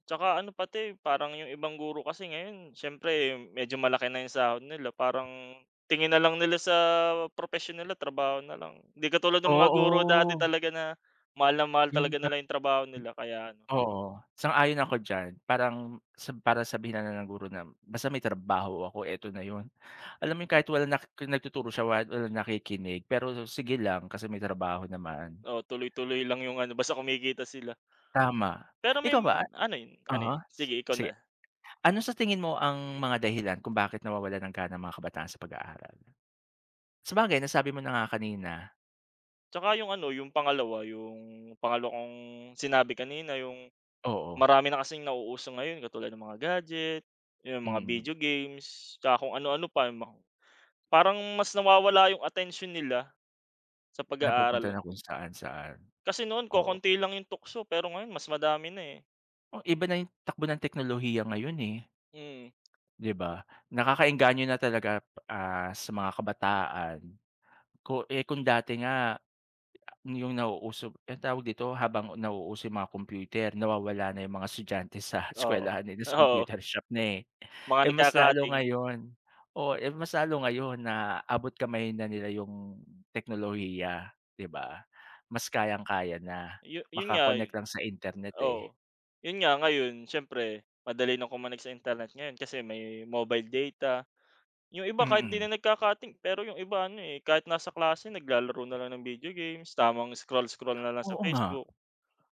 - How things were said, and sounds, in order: tapping; other background noise; laughing while speaking: "sa eskuwelahan nila, sa computer shop na eh"; laughing while speaking: "Oo"
- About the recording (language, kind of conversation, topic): Filipino, unstructured, Bakit kaya maraming kabataan ang nawawalan ng interes sa pag-aaral?